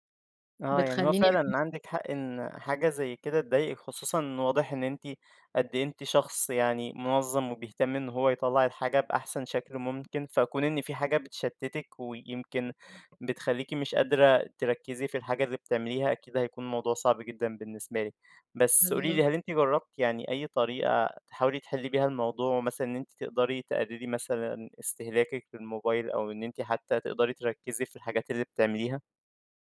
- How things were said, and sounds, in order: tapping
- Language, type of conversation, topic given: Arabic, advice, إزاي الموبايل والسوشيال ميديا بيشتتوك وبيأثروا على تركيزك؟